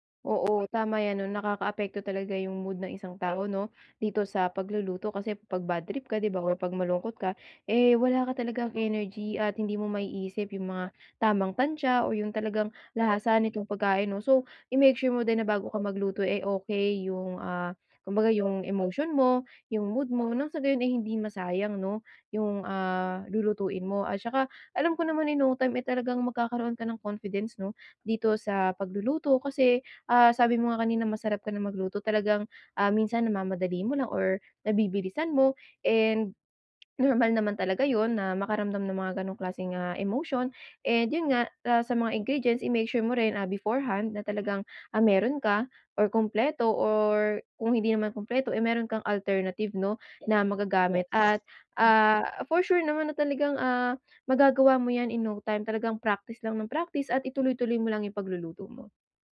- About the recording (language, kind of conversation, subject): Filipino, advice, Paano ako mas magiging kumpiyansa sa simpleng pagluluto araw-araw?
- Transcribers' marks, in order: other background noise; dog barking; in English: "So, i-make sure"; in English: "in no time"; in English: "confidence"; in English: "ingredients, i-make sure"; in English: "beforehand"; in English: "alternative"; in English: "in no time"